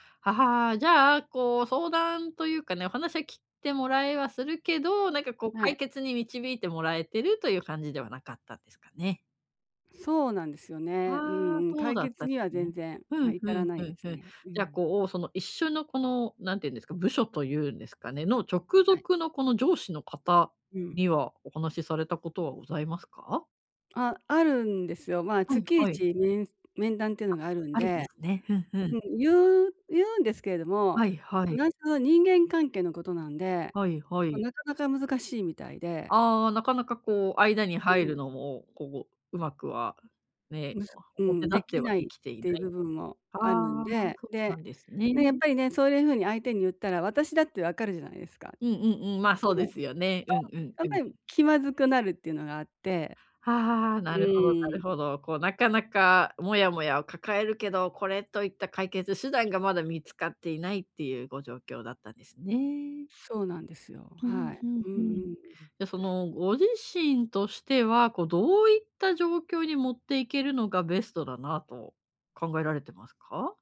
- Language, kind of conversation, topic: Japanese, advice, 批判を受けても自分らしさを保つにはどうすればいいですか？
- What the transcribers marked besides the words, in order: none